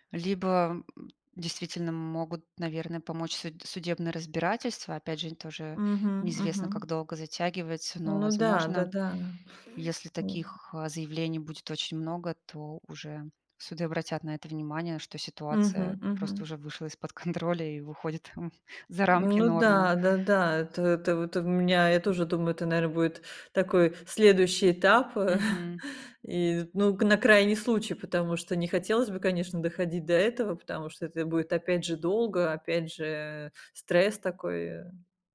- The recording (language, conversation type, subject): Russian, advice, С какими трудностями бюрократии и оформления документов вы столкнулись в новой стране?
- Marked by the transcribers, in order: tapping; sniff; laughing while speaking: "контроля"; chuckle; chuckle